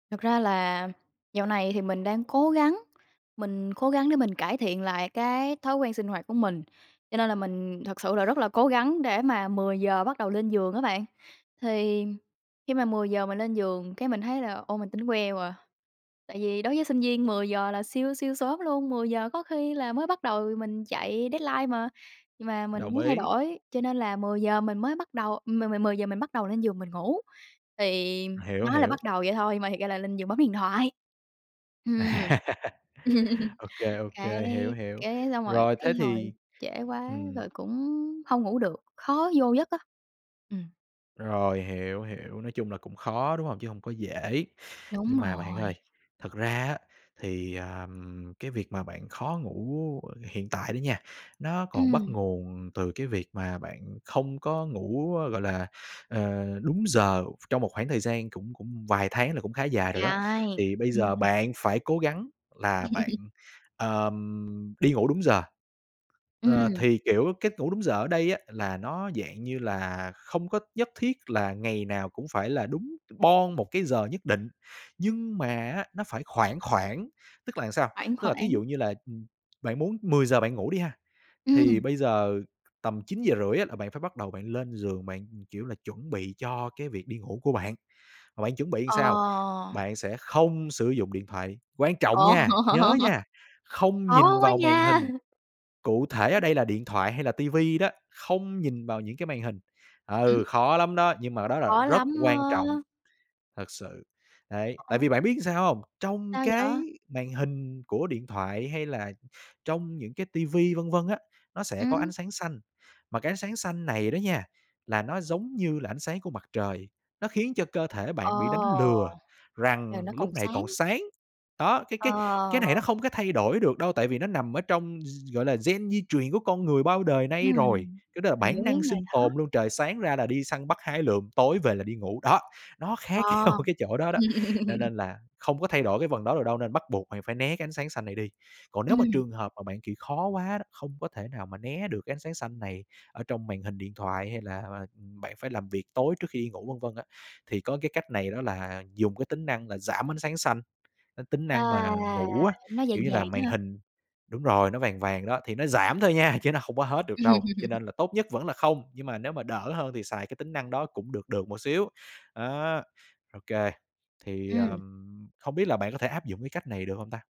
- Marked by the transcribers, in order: other background noise; in English: "deadline"; tapping; laugh; chuckle; laugh; laughing while speaking: "Ờ"; laugh; laughing while speaking: "nhau"; laugh; drawn out: "À!"; laugh
- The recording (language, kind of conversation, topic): Vietnamese, advice, Làm thế nào để cải thiện tình trạng mất ngủ sau một sự kiện căng thẳng?